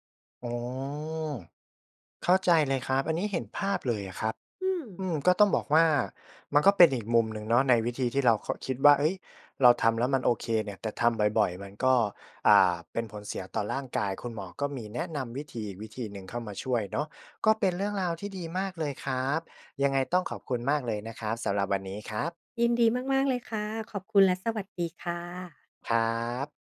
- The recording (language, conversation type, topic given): Thai, podcast, การนอนของคุณส่งผลต่อความเครียดอย่างไรบ้าง?
- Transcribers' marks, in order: tapping